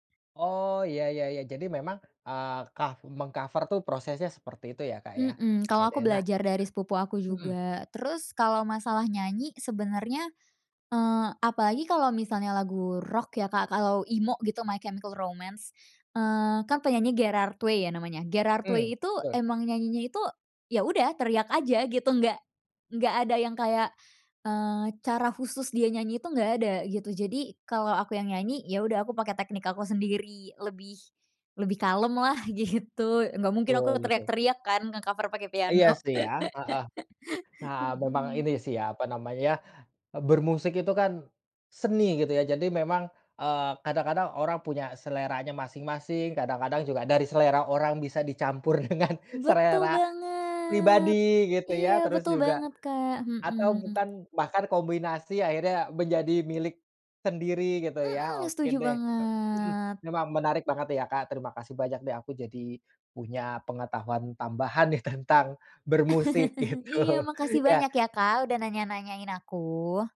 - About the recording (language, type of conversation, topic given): Indonesian, podcast, Apa pengalaman pertama yang mengubah cara kamu mendengarkan musik?
- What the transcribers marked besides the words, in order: other background noise; laughing while speaking: "gitu"; laugh; laughing while speaking: "dengan"; "selera" said as "serera"; tapping; drawn out: "banget"; chuckle; laughing while speaking: "gitu"